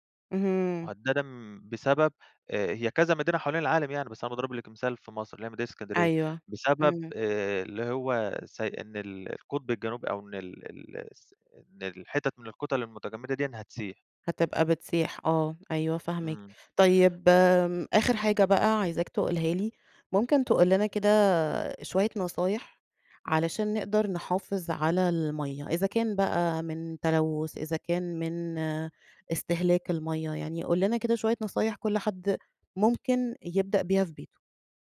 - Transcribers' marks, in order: none
- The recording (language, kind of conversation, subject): Arabic, podcast, ليه الميه بقت قضية كبيرة النهارده في رأيك؟